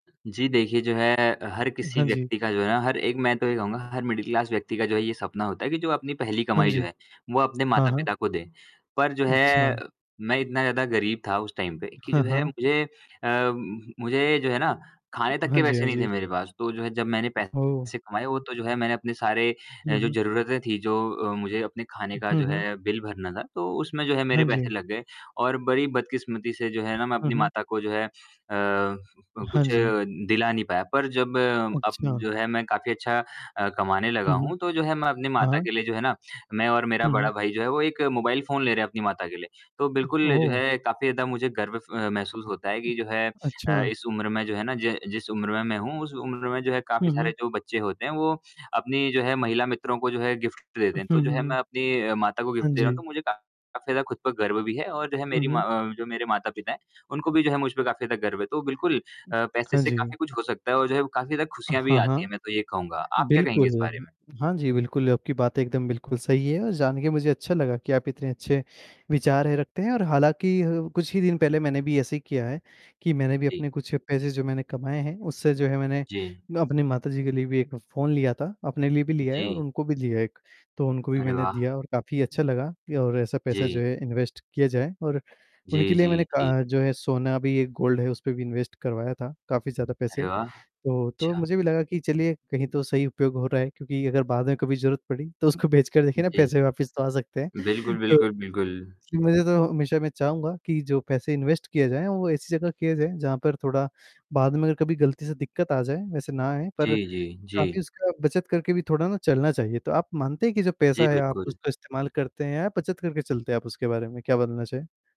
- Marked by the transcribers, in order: static; distorted speech; in English: "मिडल क्लास"; tapping; in English: "टाइम"; other background noise; other noise; in English: "गिफ्ट"; in English: "गिफ्ट"; in English: "इन्वेस्ट"; in English: "गोल्ड"; in English: "इन्वेस्ट"; laughing while speaking: "तो उसको बेच कर देखिए ना पैसे वापस तो आ सकते हैं"; chuckle; in English: "इन्वेस्ट"
- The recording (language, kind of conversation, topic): Hindi, unstructured, आपने अपना पहला पैसा कैसे कमाया था?
- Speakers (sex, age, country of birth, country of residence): male, 20-24, India, India; male, 20-24, India, India